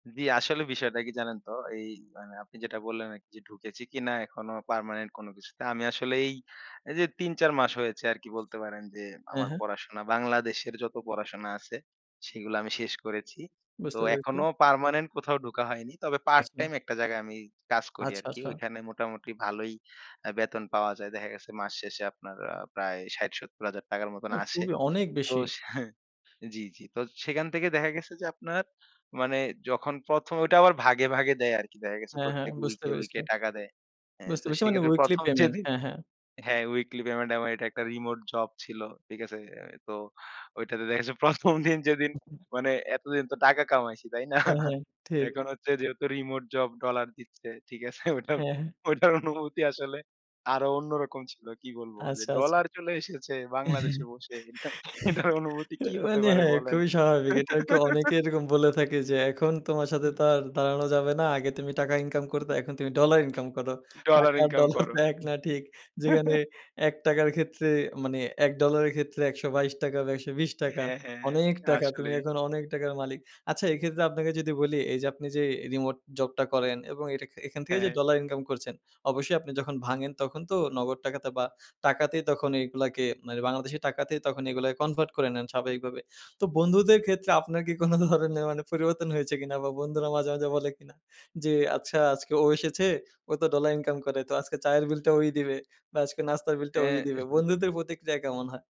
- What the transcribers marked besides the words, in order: "ঢুকেছি" said as "ঢুকেচি"; other background noise; "ঢোকা" said as "ঢুকা"; "খুবই" said as "কুবি"; tapping; laughing while speaking: "প্রথম, দিন যেদিন মানে এতদিন তো টাকা কামাইছি, তাই না?"; laughing while speaking: "ওইটার অনুভূতি আসলে আরো অন্যরকম … হতে পারে বলেন?"; chuckle; laugh; laughing while speaking: "টাকা আর ডলার তো প্যাক না ঠিক"; chuckle; stressed: "অনেক"
- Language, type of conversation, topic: Bengali, podcast, প্রথমবার নিজের উপার্জন হাতে পাওয়ার মুহূর্তটা আপনার কেমন মনে আছে?